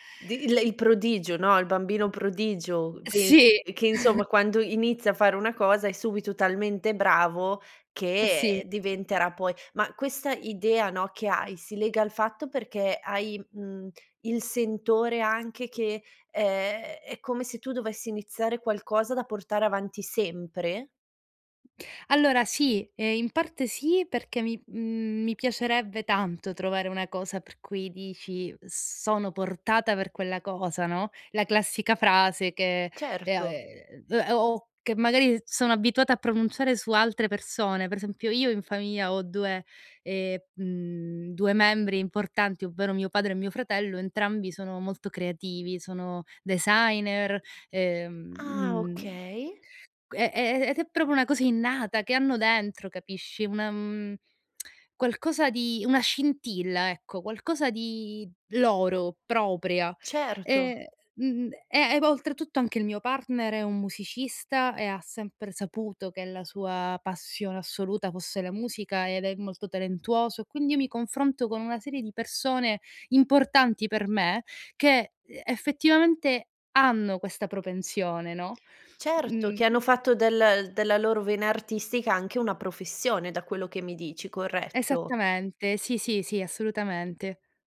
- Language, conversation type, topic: Italian, advice, Come posso smettere di misurare il mio valore solo in base ai risultati, soprattutto quando ricevo critiche?
- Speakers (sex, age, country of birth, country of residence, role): female, 30-34, Italy, Germany, user; female, 30-34, Italy, Italy, advisor
- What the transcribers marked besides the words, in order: laughing while speaking: "Sì"; chuckle; "proprio" said as "propo"; tsk